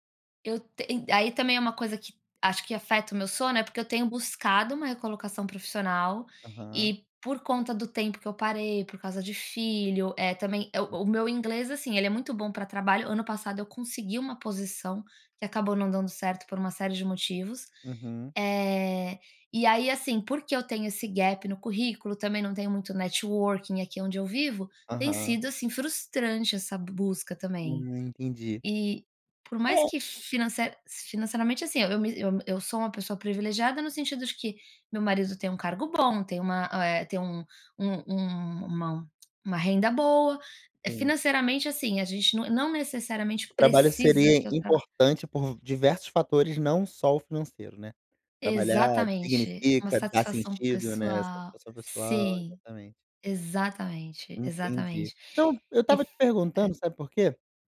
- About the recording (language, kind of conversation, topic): Portuguese, advice, Como descrever sua insônia causada por preocupações constantes?
- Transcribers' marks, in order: unintelligible speech; in English: "gap"; in English: "networking"